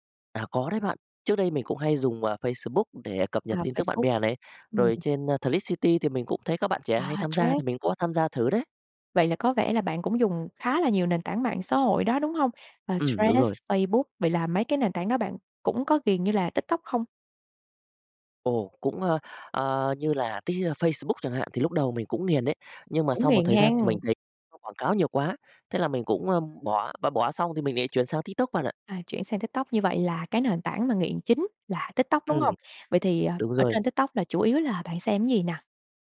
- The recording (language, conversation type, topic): Vietnamese, podcast, Bạn đã bao giờ tạm ngừng dùng mạng xã hội một thời gian chưa, và bạn cảm thấy thế nào?
- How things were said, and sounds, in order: tapping; other background noise